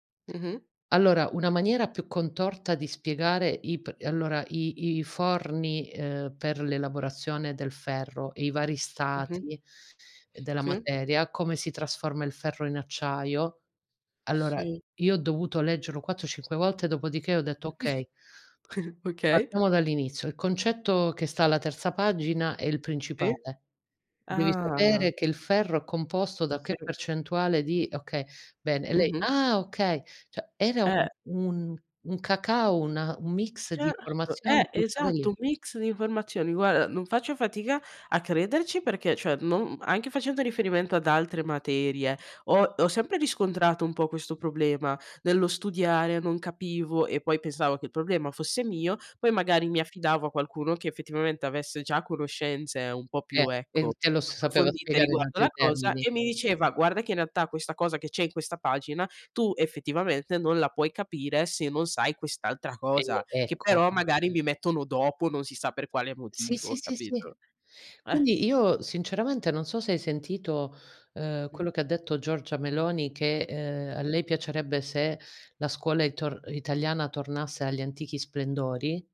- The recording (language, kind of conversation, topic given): Italian, unstructured, Come pensi che la scuola possa migliorare l’apprendimento degli studenti?
- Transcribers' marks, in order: other background noise; chuckle; drawn out: "Ah"; "Guarda" said as "guara"